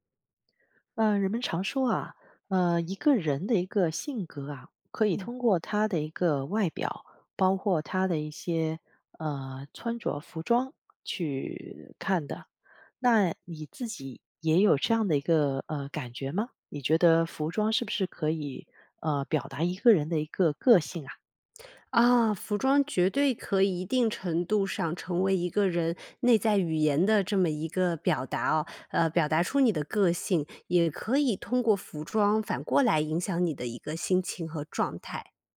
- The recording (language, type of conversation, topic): Chinese, podcast, 你是否有过通过穿衣打扮提升自信的经历？
- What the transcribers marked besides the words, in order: none